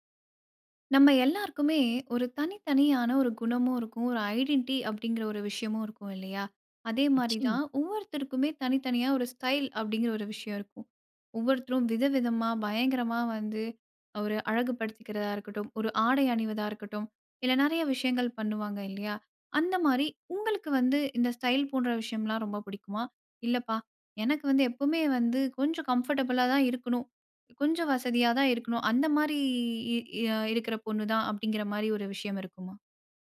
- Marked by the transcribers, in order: in English: "ஐடென்டி"; "ஐடென்டிட்டி" said as "ஐடென்டி"
- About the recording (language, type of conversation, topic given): Tamil, podcast, சில நேரங்களில் ஸ்டைலை விட வசதியை முன்னிலைப்படுத்துவீர்களா?